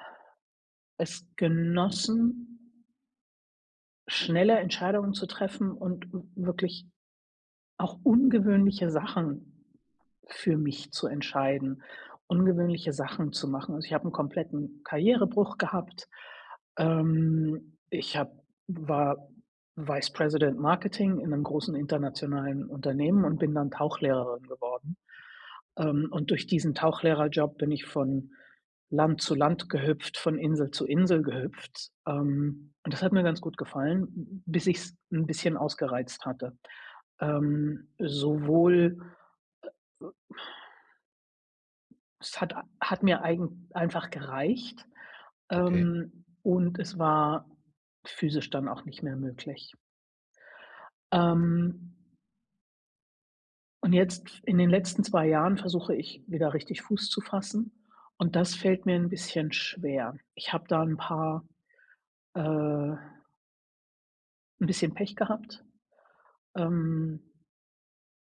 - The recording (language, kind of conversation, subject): German, advice, Wie kann ich besser mit der ständigen Unsicherheit in meinem Leben umgehen?
- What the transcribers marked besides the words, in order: in English: "Vice President"